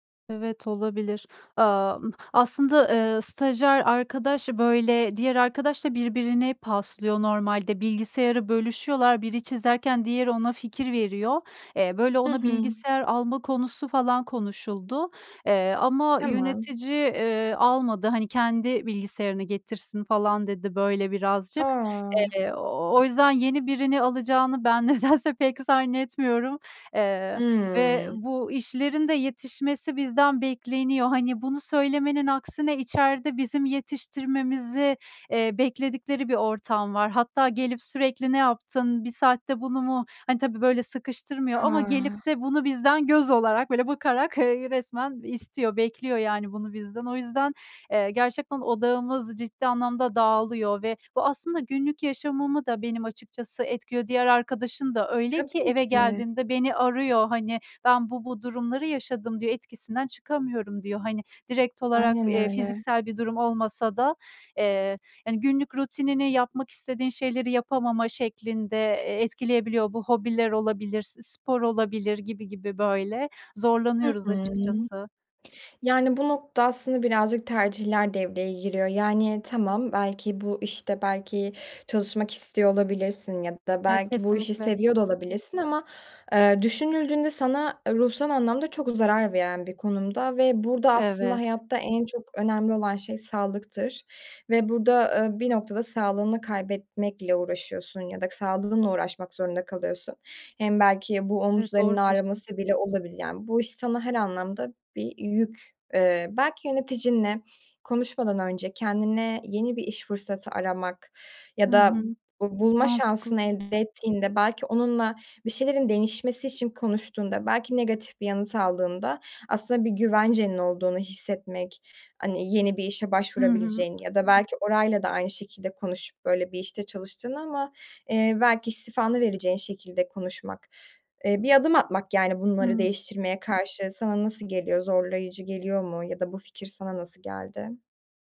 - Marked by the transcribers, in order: other background noise; tapping; laughing while speaking: "nedense"
- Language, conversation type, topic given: Turkish, advice, Birden fazla görev aynı anda geldiğinde odağım dağılıyorsa önceliklerimi nasıl belirleyebilirim?